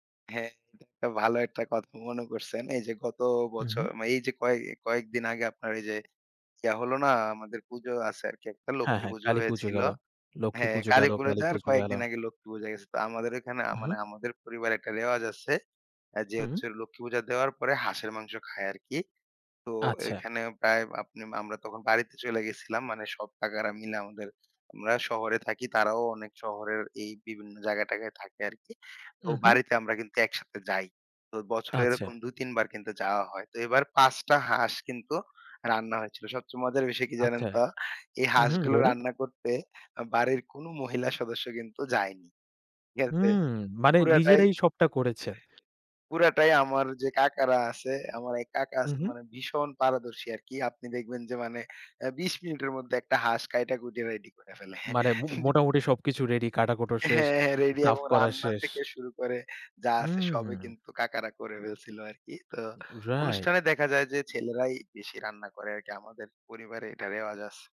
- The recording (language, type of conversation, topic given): Bengali, podcast, তোমরা বাড়ির কাজগুলো কীভাবে ভাগ করে নাও?
- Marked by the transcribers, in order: "আপনি" said as "আপনেম"; chuckle